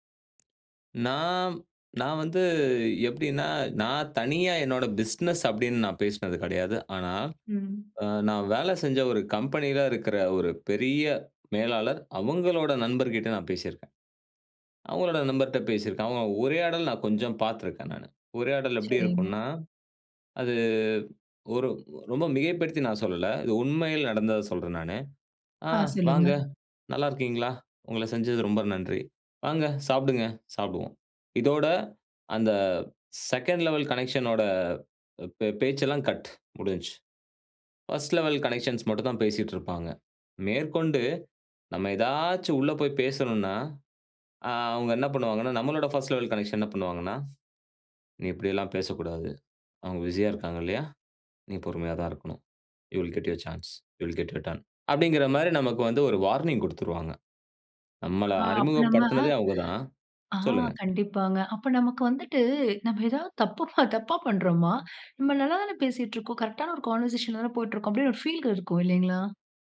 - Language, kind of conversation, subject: Tamil, podcast, புதியவர்களுடன் முதலில் நீங்கள் எப்படி உரையாடலை ஆரம்பிப்பீர்கள்?
- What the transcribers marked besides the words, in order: other noise; in English: "பிசினஸ்"; in English: "செகண்ட் லெவல் கனெக்ஷன்"; in English: "பர்ஸ்ட் லெவல் கனெக்ஷன்ஸ்"; in English: "ஃபர்ஸ்ட் லெவல் கனெக்ஷன்"; put-on voice: "நீ இப்பிடியெல்லாம் பேசக்கூடாது. அவுங்க பிசியா … கெட் யூர் டர்ன்"; in English: "யூ வில் கெட் யூர் சான்ஸ், யூ வில் கெட் யூர் டர்ன்"; in English: "வார்னிங்"; in English: "கான்வர்சேஷன்"